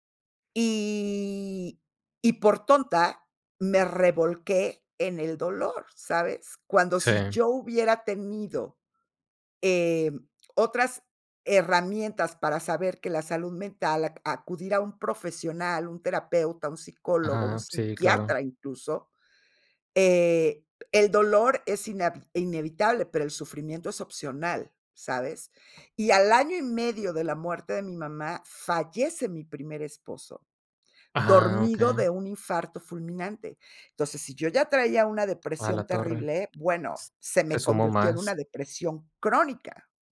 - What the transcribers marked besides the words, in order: drawn out: "Y"; tapping
- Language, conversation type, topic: Spanish, podcast, ¿Qué papel cumple el error en el desaprendizaje?